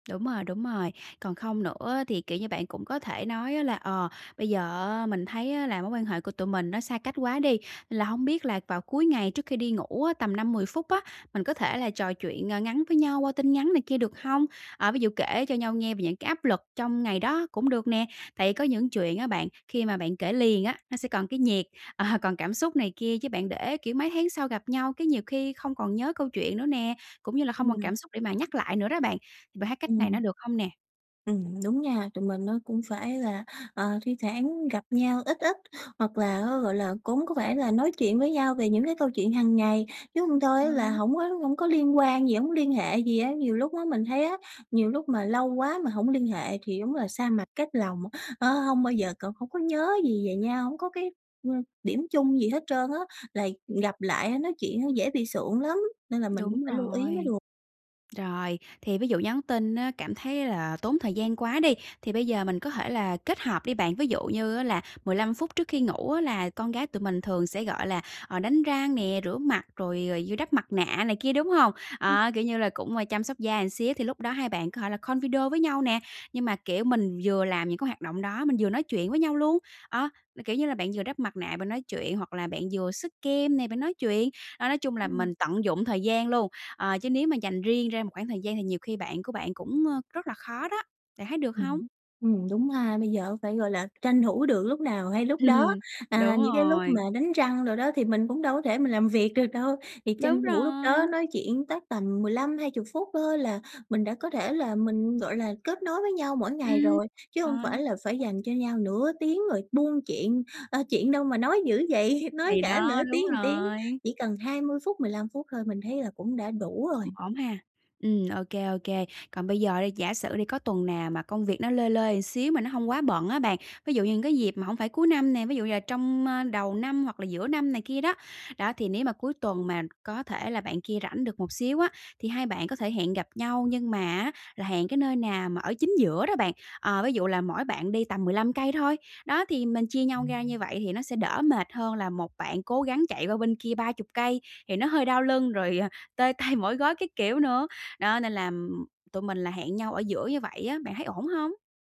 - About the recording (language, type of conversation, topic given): Vietnamese, advice, Vì sao mối quan hệ giữa tôi và bạn bè ngày càng xa cách?
- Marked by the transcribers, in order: tapping; laughing while speaking: "ờ"; other background noise; "một" said as "ờn"; laughing while speaking: "Ừm"; laughing while speaking: "được đâu"; laughing while speaking: "vậy"; "một" said as "ừn"; laughing while speaking: "rồi"; laughing while speaking: "tay"